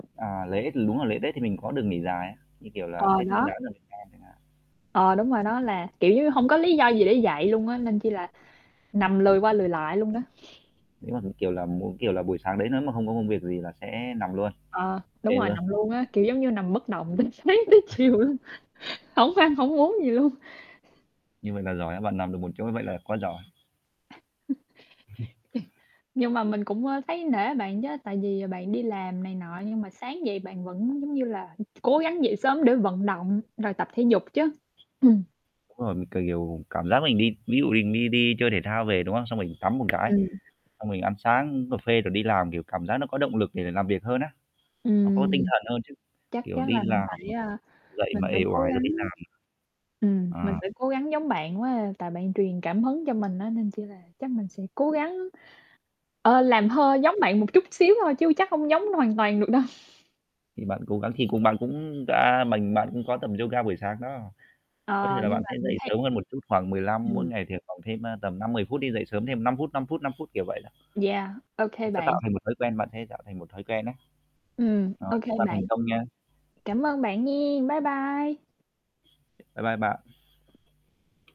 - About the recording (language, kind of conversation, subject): Vietnamese, unstructured, Bạn thường làm gì để tạo động lực cho mình vào mỗi buổi sáng?
- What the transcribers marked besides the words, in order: other background noise; static; distorted speech; tapping; laughing while speaking: "từ sáng tới chiều luôn"; unintelligible speech; chuckle; laugh; chuckle; unintelligible speech; mechanical hum; laughing while speaking: "đâu"